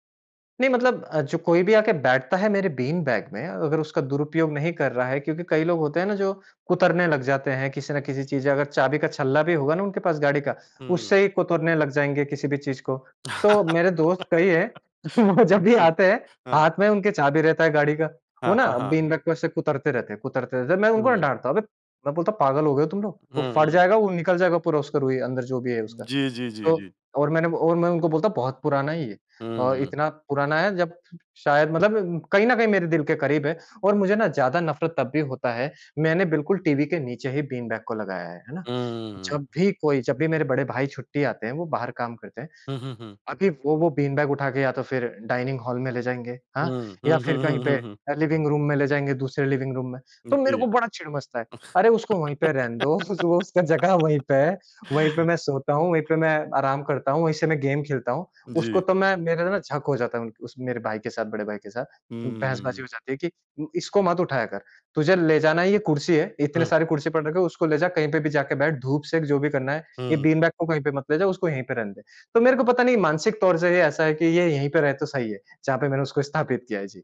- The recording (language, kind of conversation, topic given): Hindi, podcast, तुम्हारे घर की सबसे आरामदायक जगह कौन सी है और क्यों?
- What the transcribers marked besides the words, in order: laugh; laughing while speaking: "वो जब भी आते हैं"; in English: "डाइनिंग हॉल"; in English: "लिविंग रूम"; in English: "लिविंग रूम"; laughing while speaking: "उसका जगह वहीं पे है, वहीं पे"; giggle